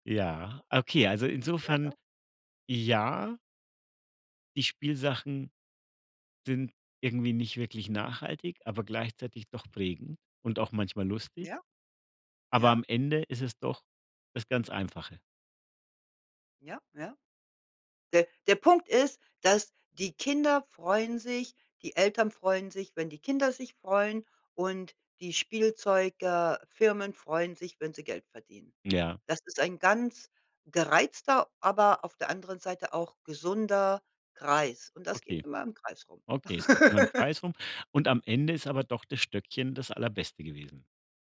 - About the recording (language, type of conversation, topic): German, podcast, Was war dein liebstes Spielzeug in deiner Kindheit?
- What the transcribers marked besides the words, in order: laugh